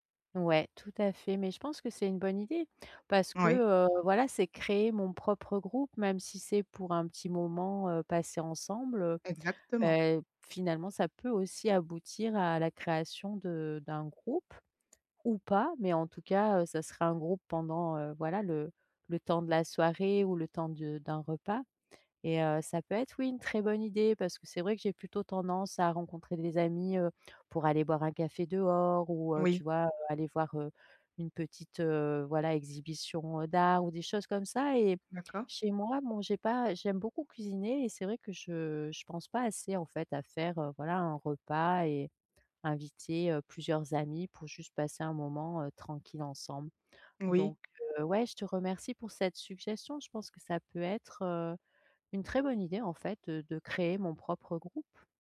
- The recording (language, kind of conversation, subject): French, advice, Comment puis-je mieux m’intégrer à un groupe d’amis ?
- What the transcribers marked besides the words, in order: other background noise